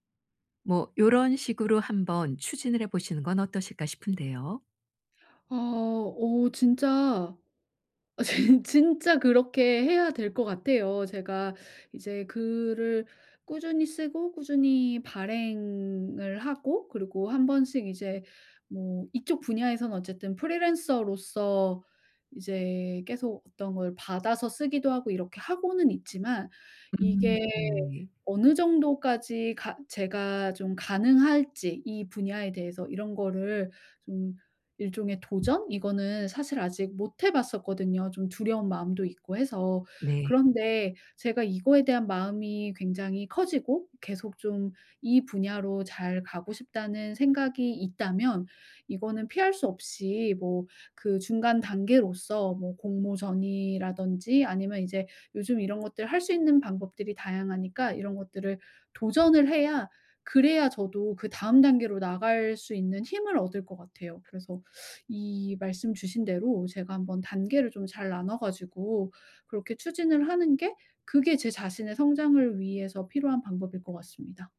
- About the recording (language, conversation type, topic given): Korean, advice, 경력 목표를 어떻게 설정하고 장기 계획을 어떻게 세워야 할까요?
- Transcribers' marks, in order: tapping; laughing while speaking: "어 진"; other background noise